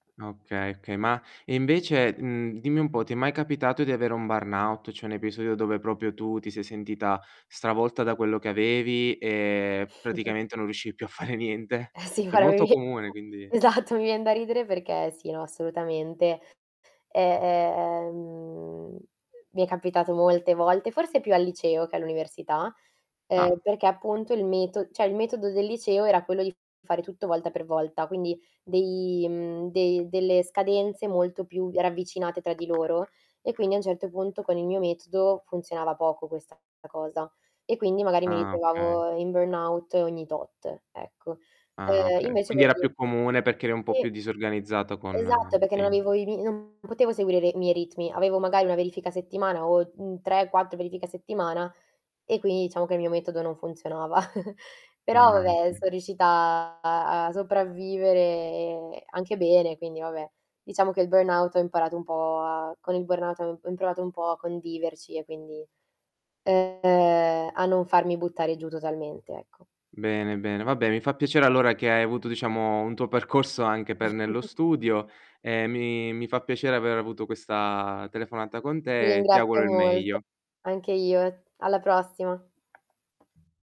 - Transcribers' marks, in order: in English: "burnout?"; other background noise; chuckle; laughing while speaking: "fare"; static; laughing while speaking: "Eh sì, guarda esatto, mi vien da ridere"; "Cioè" said as "ceh"; unintelligible speech; other noise; tapping; distorted speech; in English: "burnout"; unintelligible speech; giggle; drawn out: "sopravvivere"; in English: "burnout"; in English: "burnout"; drawn out: "diciamo"; chuckle; drawn out: "questa"
- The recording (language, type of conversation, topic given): Italian, podcast, Come ti organizzi quando hai tante cose da studiare?